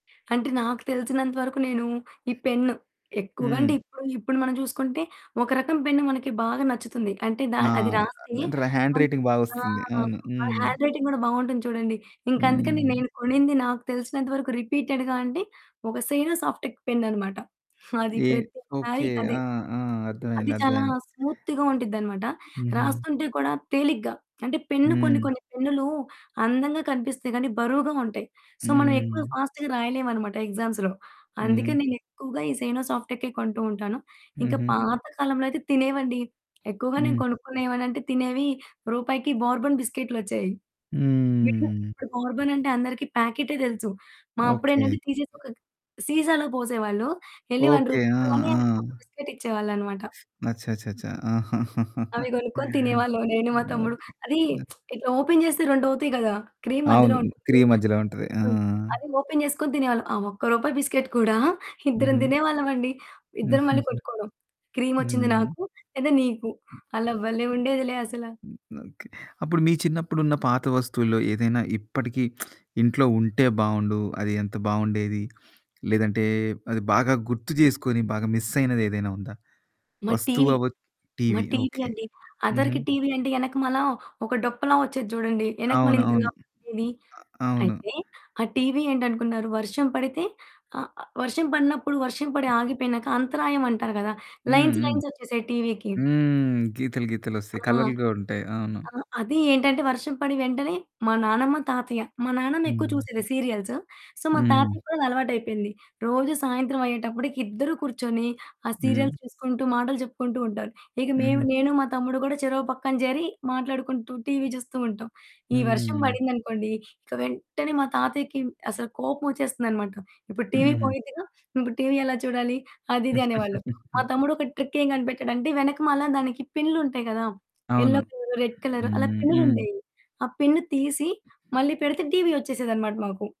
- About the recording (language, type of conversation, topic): Telugu, podcast, మీరు మొదటిసారి ఏ పాత వస్తువును విడిచిపెట్టారు, ఆ అనుభవం మీకు ఎలా అనిపించింది?
- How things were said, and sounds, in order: other background noise; unintelligible speech; in English: "హ్యాండ్ రైటింగ్"; in English: "హ్యాండ్ రైటింగ్"; in English: "రిపీటెడ్‌గా"; in English: "సేయినో సాఫ్టెక్ పెన్"; in English: "స్మూత్‌గా"; in English: "సో"; in English: "ఫాస్ట్‌గా"; in English: "ఎగ్జామ్స్‌లో"; in English: "సేయినో సాఫ్టెక్"; in English: "బోర్బన్ బిస్కెట్‌లు"; distorted speech; drawn out: "హ్మ్"; in English: "బోర్బన్"; in English: "వన్ రూపీ"; in English: "బిస్కిట్"; chuckle; lip smack; in English: "ఓపెన్"; in English: "క్రీమ్"; in English: "ఓపెన్"; in English: "బిస్కిట్"; laughing while speaking: "కూడా"; giggle; lip smack; in English: "మిస్"; "అదవరికి" said as "అదరికి"; in English: "లైన్స్ లైన్స్"; in English: "సీరియల్స్. సో"; in English: "సీరియల్స్"; giggle; in English: "ట్రిక్"; in English: "యెల్లో కలర్, రెడ్ కలర్"; in English: "పిన్"